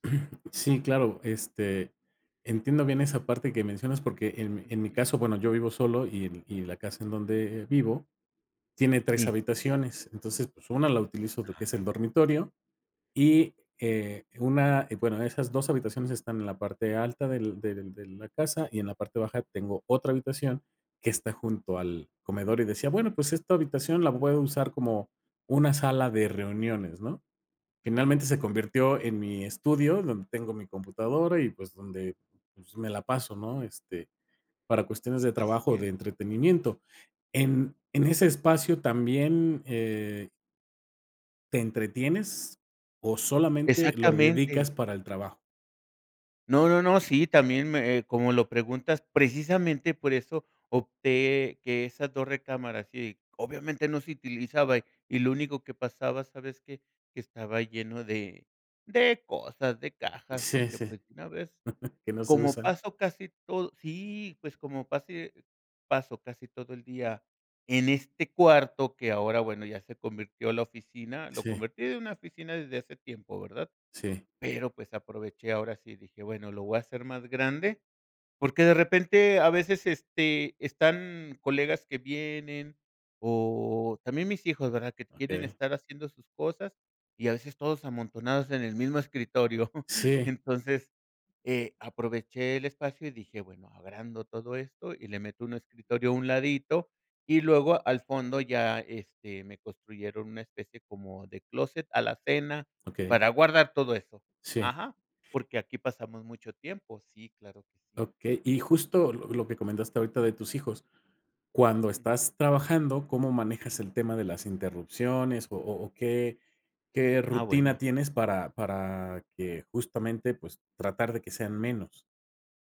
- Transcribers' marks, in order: throat clearing; unintelligible speech; other background noise; chuckle; chuckle
- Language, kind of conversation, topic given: Spanish, podcast, ¿Cómo organizas tu espacio de trabajo en casa?